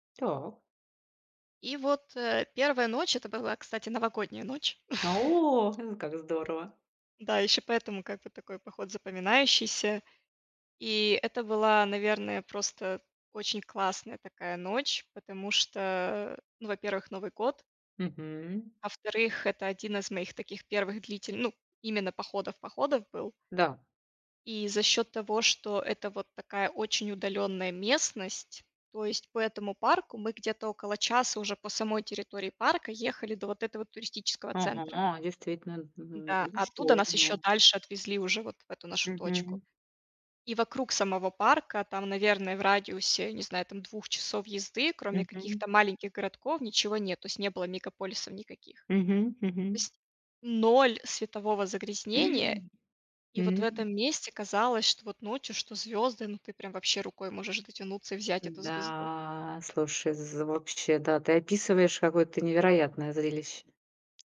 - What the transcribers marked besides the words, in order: tapping; drawn out: "О"; stressed: "ноль"; other background noise; drawn out: "Да"
- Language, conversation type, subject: Russian, podcast, Какой поход на природу был твоим любимым и почему?